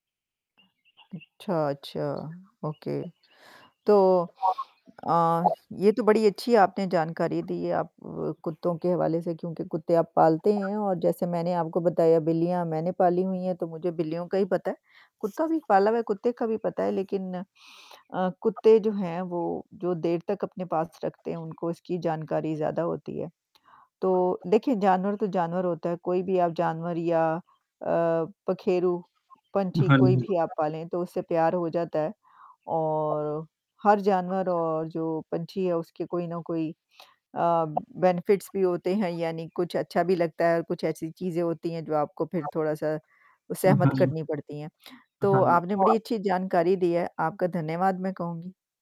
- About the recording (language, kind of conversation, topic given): Hindi, unstructured, पालतू जानवर के रूप में कुत्ता और बिल्ली में से कौन बेहतर साथी है?
- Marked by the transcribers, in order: bird; other background noise; in English: "ओके"; static; distorted speech; in English: "बेनिफिट्स"; tapping